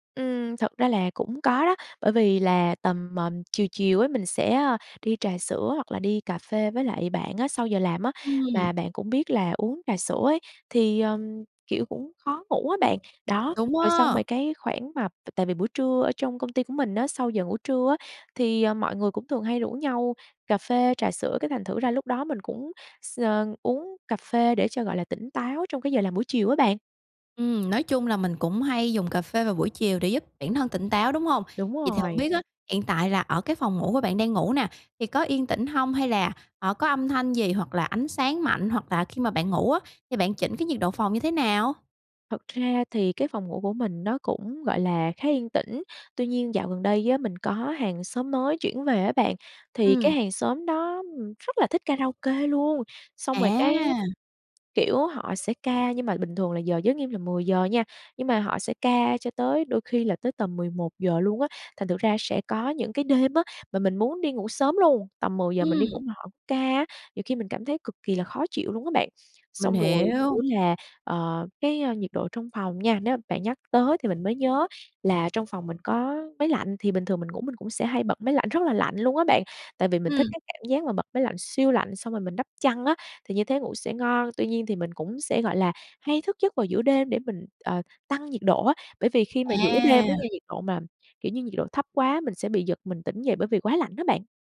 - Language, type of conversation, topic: Vietnamese, advice, Tại sao tôi cứ thức dậy mệt mỏi dù đã ngủ đủ giờ mỗi đêm?
- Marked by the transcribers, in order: tapping